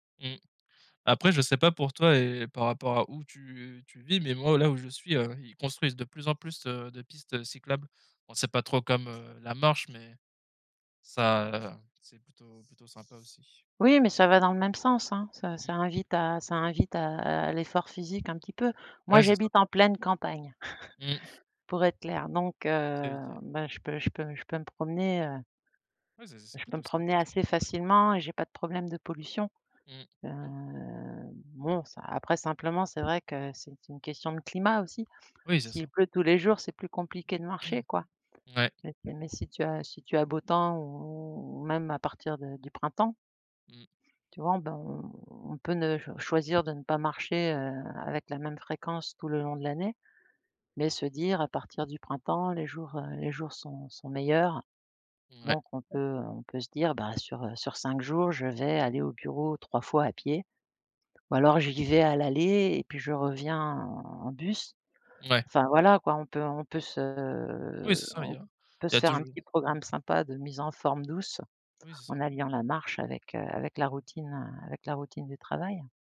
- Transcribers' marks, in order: tapping; chuckle; other background noise; throat clearing
- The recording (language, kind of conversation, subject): French, unstructured, Quels sont les bienfaits surprenants de la marche quotidienne ?